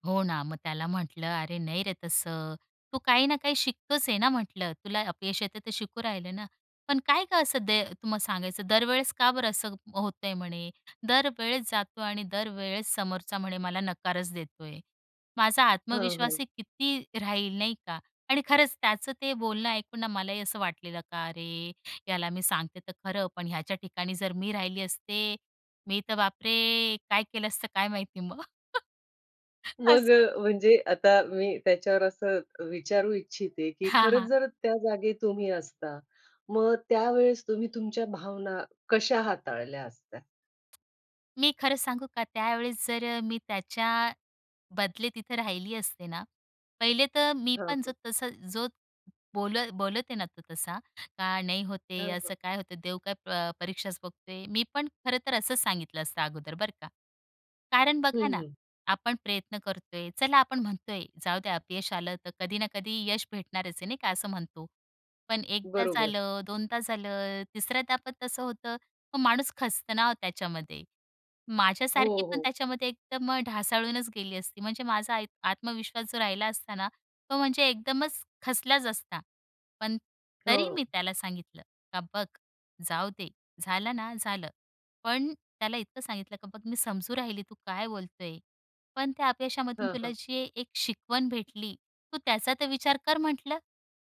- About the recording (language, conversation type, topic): Marathi, podcast, कधी अपयशामुळे तुमची वाटचाल बदलली आहे का?
- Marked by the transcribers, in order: other background noise; chuckle; laughing while speaking: "असं"